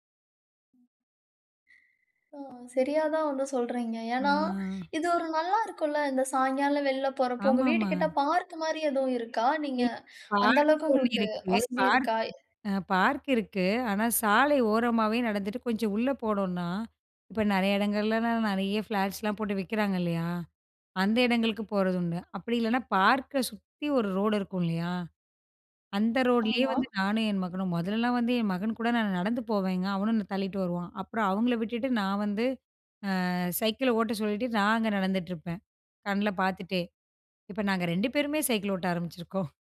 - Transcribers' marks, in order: other noise; drawn out: "அ"; unintelligible speech; in English: "ஃப்ளாட்ஸ்லாம்"
- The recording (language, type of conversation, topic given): Tamil, podcast, மாலை நேரத்தில் குடும்பத்துடன் நேரம் கழிப்பது பற்றி உங்கள் எண்ணம் என்ன?